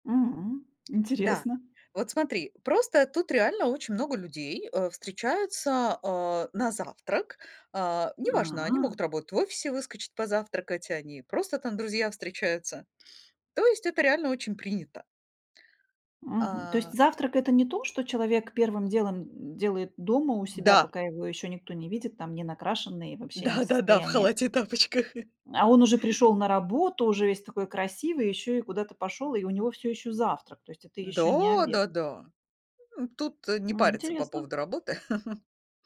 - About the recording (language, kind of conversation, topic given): Russian, podcast, Как вы находите баланс между адаптацией к новым условиям и сохранением своих корней?
- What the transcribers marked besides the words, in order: tapping; laughing while speaking: "Да да да, в халате и тапочках"; other background noise; laugh